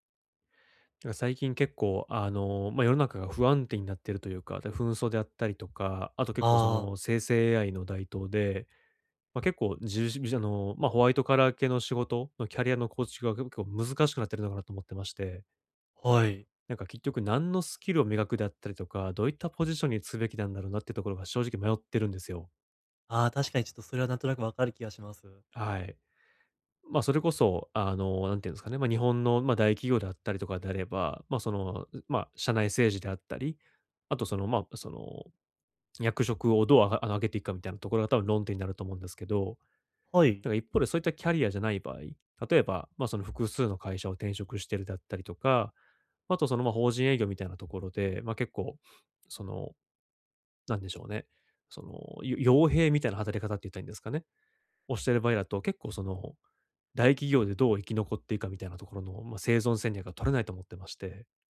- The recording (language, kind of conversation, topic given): Japanese, advice, どうすればキャリアの長期目標を明確にできますか？
- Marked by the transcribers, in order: in English: "ホワイトカラー"